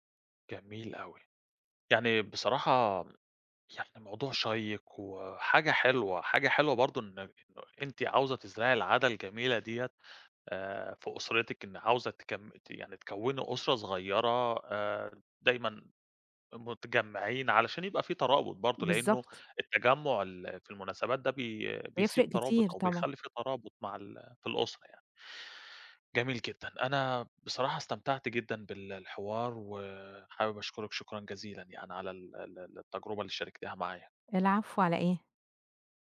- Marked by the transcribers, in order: unintelligible speech
- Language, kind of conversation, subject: Arabic, podcast, إيه طقوس تحضير الأكل مع أهلك؟